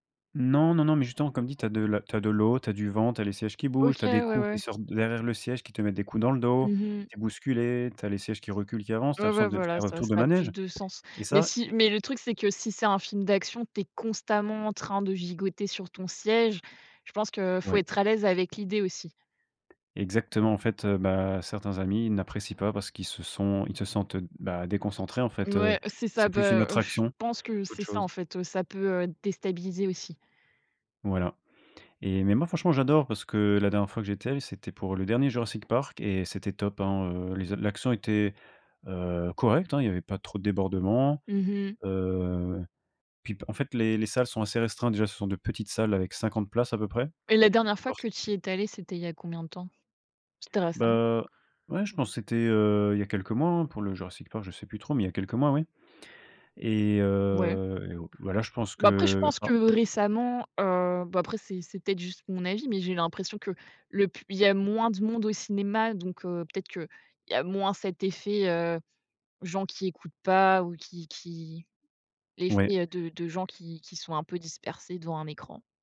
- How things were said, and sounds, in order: tapping; stressed: "constamment"; "allé" said as "tallé"; other background noise; drawn out: "heu"
- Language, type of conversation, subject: French, podcast, Tu es plutôt streaming ou cinéma, et pourquoi ?